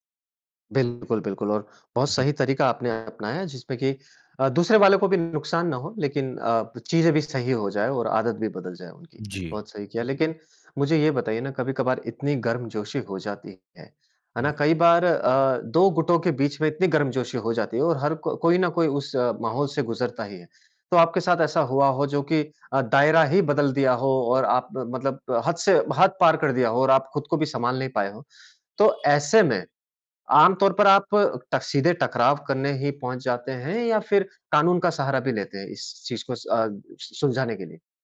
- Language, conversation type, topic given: Hindi, podcast, कोई बार-बार आपकी हद पार करे तो आप क्या करते हैं?
- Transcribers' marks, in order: other noise